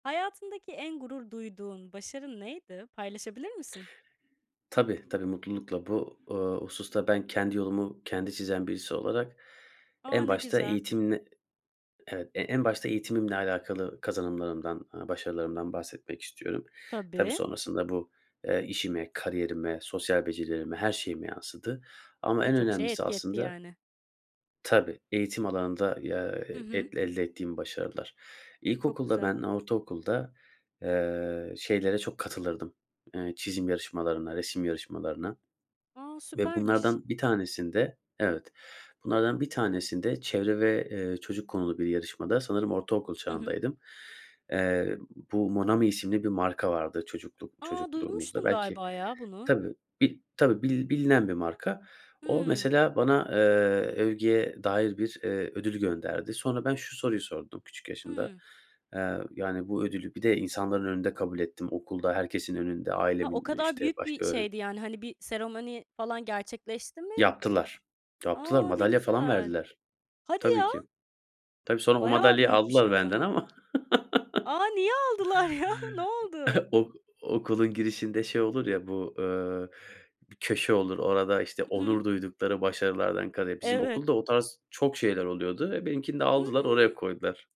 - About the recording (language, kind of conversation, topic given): Turkish, podcast, Hayatındaki en gurur duyduğun başarın neydi, anlatır mısın?
- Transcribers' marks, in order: surprised: "Hadi ya"; chuckle; anticipating: "A, niye aldılar ya? Ne oldu?"; chuckle